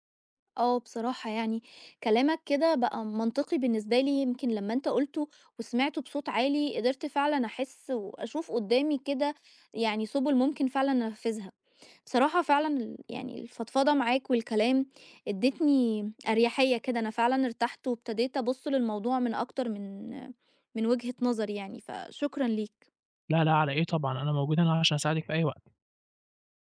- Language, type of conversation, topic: Arabic, advice, إزاي الكمالية بتعطّلك إنك تبدأ مشاريعك أو تاخد قرارات؟
- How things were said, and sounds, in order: none